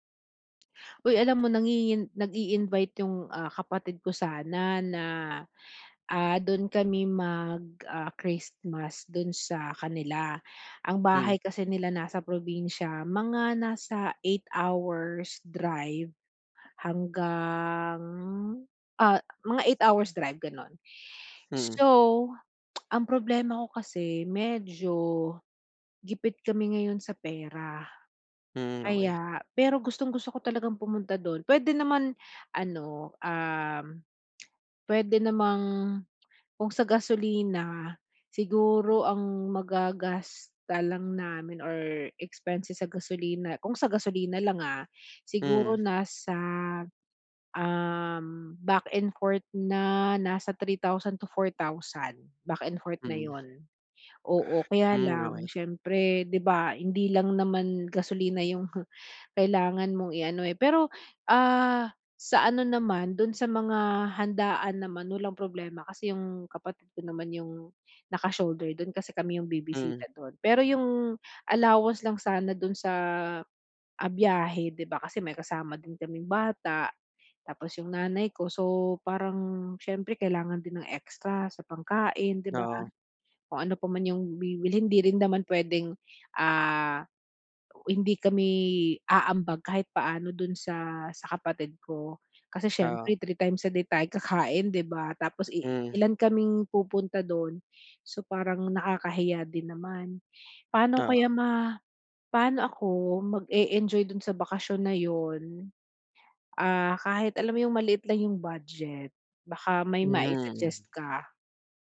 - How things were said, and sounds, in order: tapping; other background noise
- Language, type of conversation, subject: Filipino, advice, Paano ako makakapagbakasyon at mag-eenjoy kahit maliit lang ang budget ko?